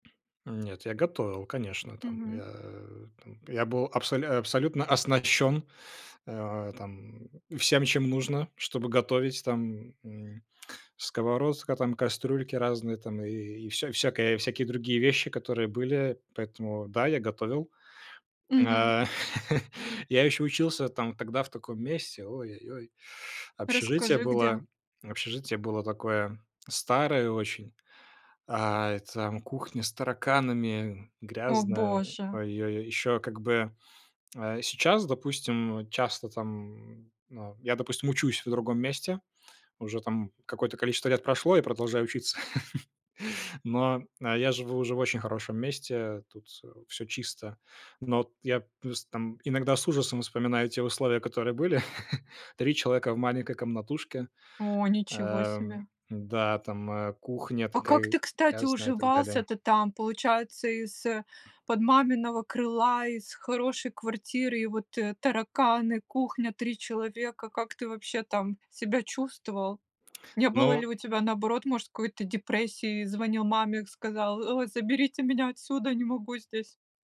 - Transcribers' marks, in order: tapping; laugh; other background noise; laugh; laugh
- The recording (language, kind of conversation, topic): Russian, podcast, Когда ты впервые почувствовал себя взрослым?